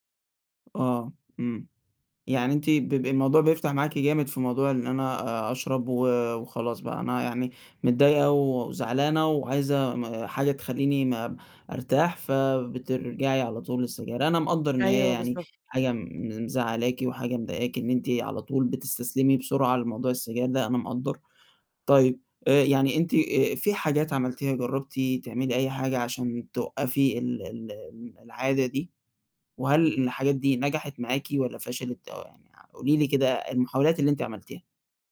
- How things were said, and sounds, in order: none
- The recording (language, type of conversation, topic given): Arabic, advice, إمتى بتلاقي نفسك بترجع لعادات مؤذية لما بتتوتر؟